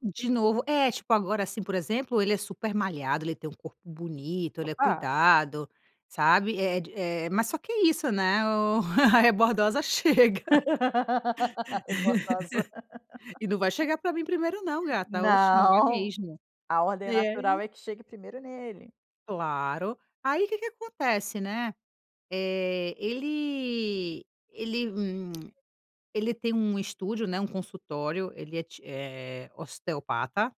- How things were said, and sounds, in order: laugh; laughing while speaking: "Rebordosa"; laugh; laughing while speaking: "chega"; laugh; tapping
- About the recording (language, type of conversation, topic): Portuguese, advice, Como posso dividir de forma mais justa as responsabilidades domésticas com meu parceiro?